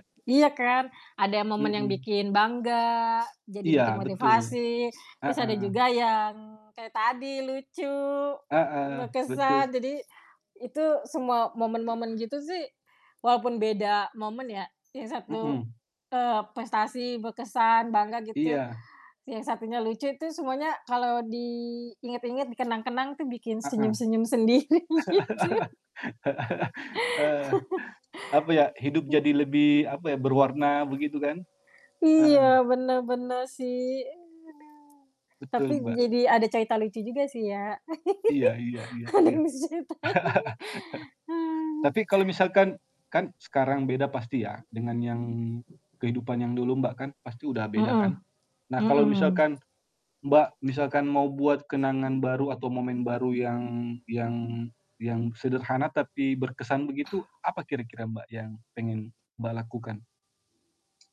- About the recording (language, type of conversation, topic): Indonesian, unstructured, Apa momen sederhana yang selalu membuatmu tersenyum saat mengingatnya?
- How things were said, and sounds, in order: static; other background noise; laugh; laughing while speaking: "sendiri gitu"; laugh; distorted speech; laugh; laughing while speaking: "Ada yang bisa diceritain"; chuckle; tapping